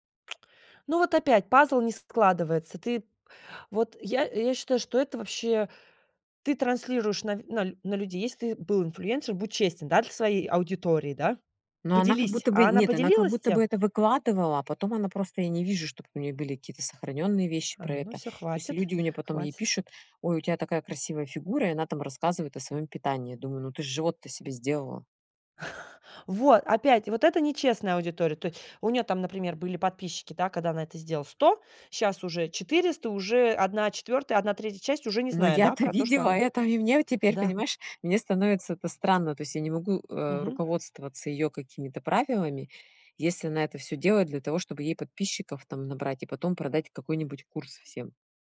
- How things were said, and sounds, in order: tapping
- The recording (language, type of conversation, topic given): Russian, podcast, Как не потеряться в потоке информации?